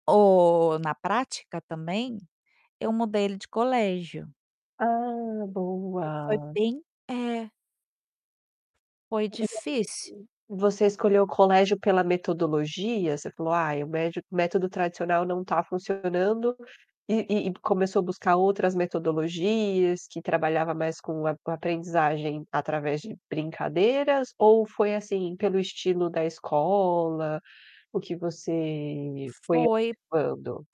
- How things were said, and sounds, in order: other background noise; unintelligible speech; static; distorted speech
- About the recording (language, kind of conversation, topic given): Portuguese, podcast, Como brincadeiras ou jogos ajudaram no seu aprendizado?